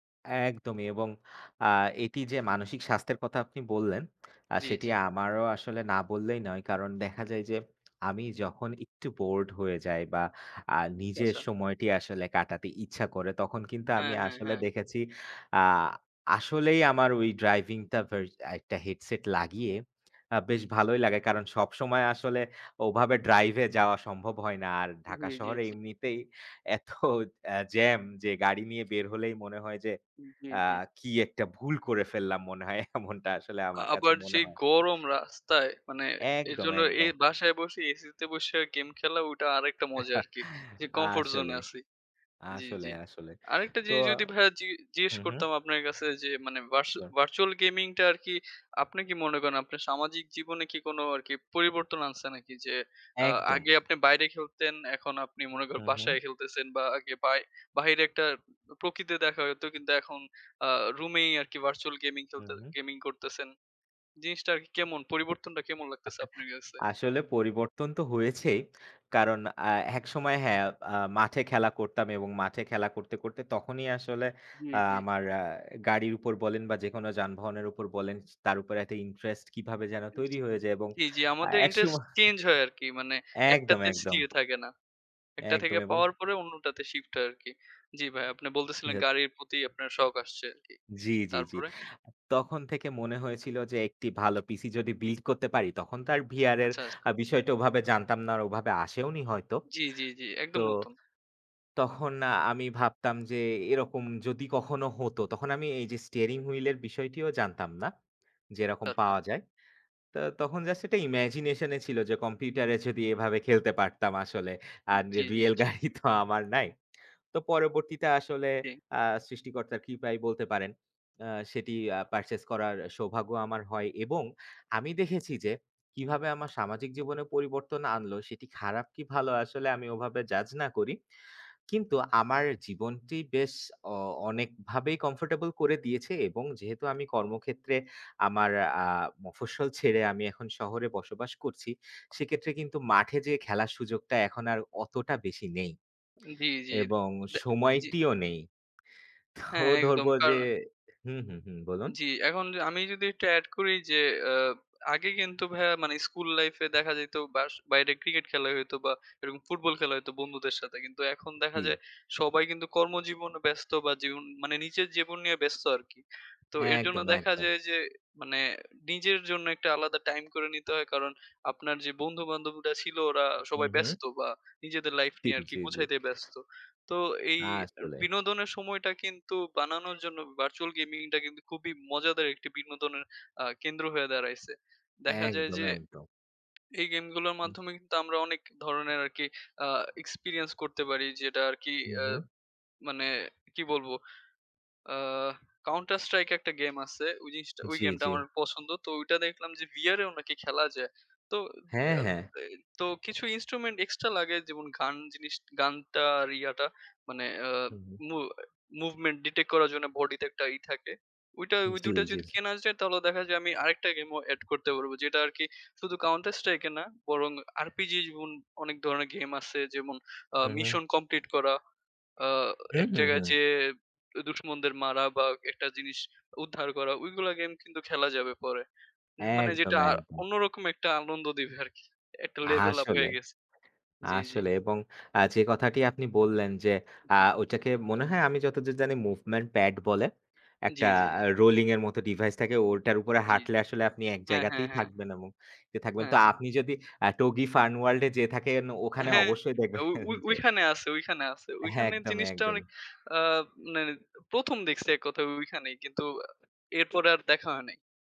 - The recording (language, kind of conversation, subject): Bengali, unstructured, ভার্চুয়াল গেমিং কি আপনার অবসর সময়ের সঙ্গী হয়ে উঠেছে?
- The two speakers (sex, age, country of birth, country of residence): male, 20-24, Bangladesh, Bangladesh; male, 25-29, Bangladesh, Bangladesh
- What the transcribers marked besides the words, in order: tapping; other noise; other background noise; laughing while speaking: "এত"; laughing while speaking: "এমনটা"; chuckle; chuckle; unintelligible speech; laughing while speaking: "আর রিয়াল গাড়ি তো আমার নাই"; "দুশমনদের" said as "দুষ্মনদের"; laughing while speaking: "দেখবেন"